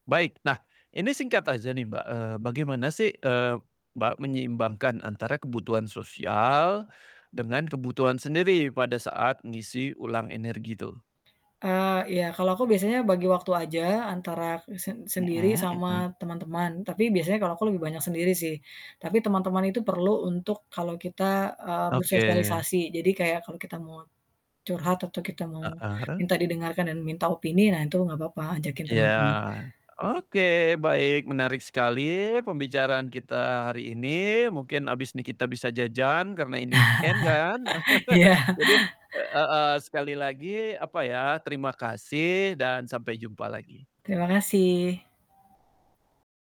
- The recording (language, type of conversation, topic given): Indonesian, podcast, Bagaimana cara kamu mengisi ulang energi setelah menjalani minggu kerja yang berat?
- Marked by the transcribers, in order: other background noise; tapping; static; chuckle; in English: "weekend"; laughing while speaking: "iya"; laugh